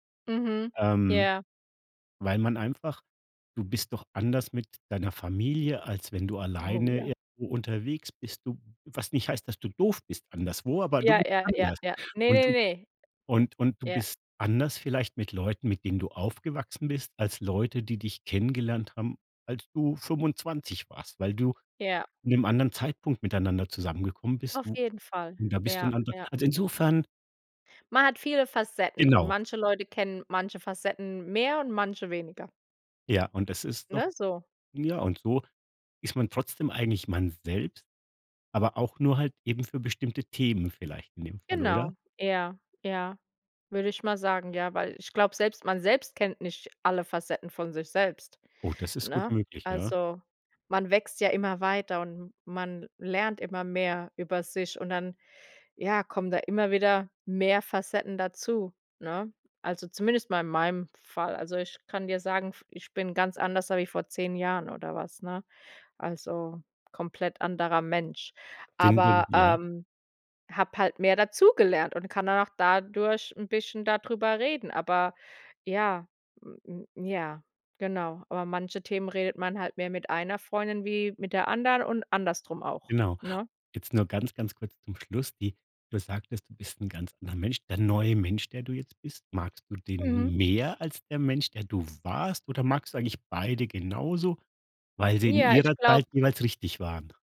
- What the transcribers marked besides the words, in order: other background noise; unintelligible speech; "andersrum" said as "andersdrum"; stressed: "mehr"
- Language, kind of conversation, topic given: German, podcast, Wie findest du Menschen, bei denen du wirklich du selbst sein kannst?
- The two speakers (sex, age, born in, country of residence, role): female, 35-39, Germany, United States, guest; male, 50-54, Germany, Germany, host